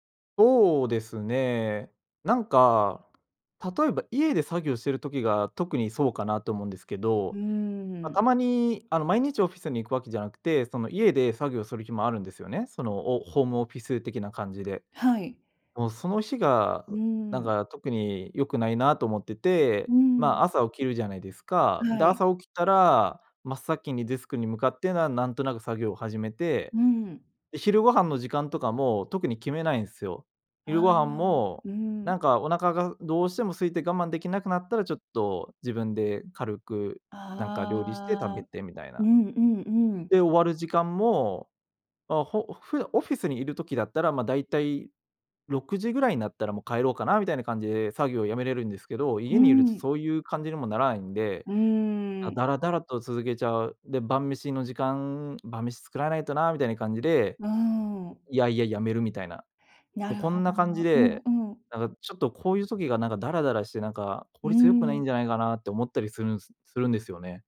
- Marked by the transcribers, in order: other background noise; "日" said as "し"
- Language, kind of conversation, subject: Japanese, advice, ルーチンがなくて時間を無駄にしていると感じるのはなぜですか？